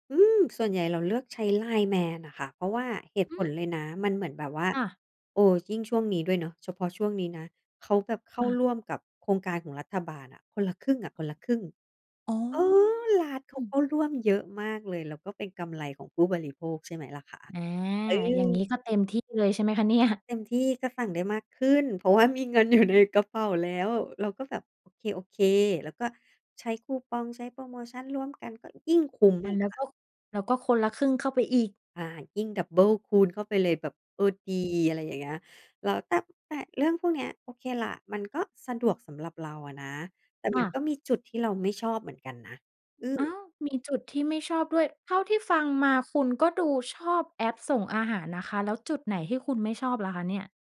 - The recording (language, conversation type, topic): Thai, podcast, คุณใช้บริการส่งอาหารบ่อยแค่ไหน และมีอะไรที่ชอบหรือไม่ชอบเกี่ยวกับบริการนี้บ้าง?
- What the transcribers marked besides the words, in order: laughing while speaking: "เพราะว่ามีเงินอยู่ในกระเป๋า"; stressed: "ดี"; other background noise